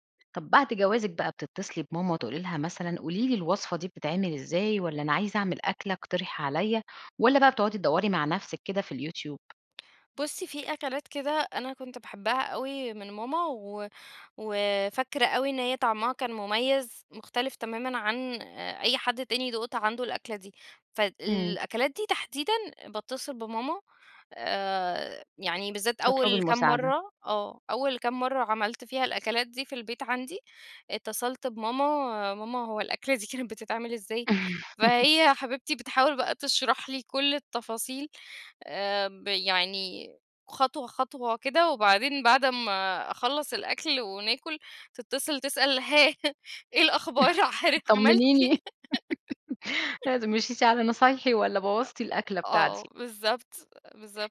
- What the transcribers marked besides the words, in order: tapping; laugh; laughing while speaking: "دي كانت"; laughing while speaking: "هاه إيه الأخبار حضرتِك عملتِ إيه؟"; chuckle; laughing while speaking: "طمّنيني"; giggle; laugh
- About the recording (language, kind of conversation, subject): Arabic, podcast, شو الأدوات البسيطة اللي بتسهّل عليك التجريب في المطبخ؟